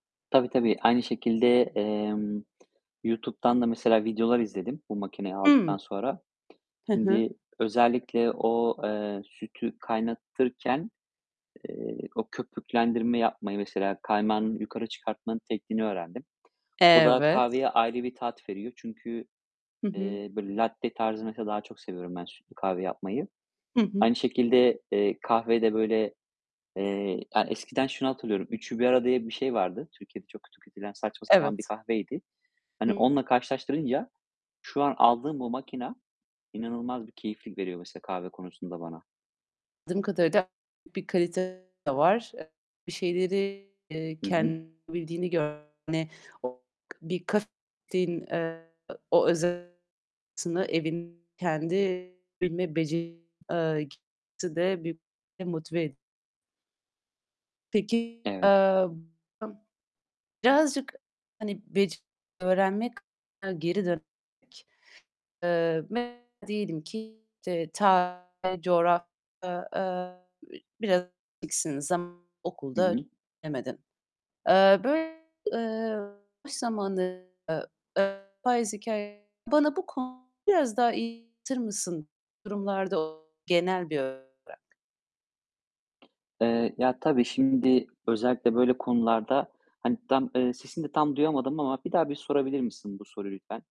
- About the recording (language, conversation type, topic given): Turkish, podcast, Teknoloji sence öğrenme biçimlerimizi nasıl değiştirdi?
- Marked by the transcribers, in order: tapping; in Italian: "latte"; other background noise; distorted speech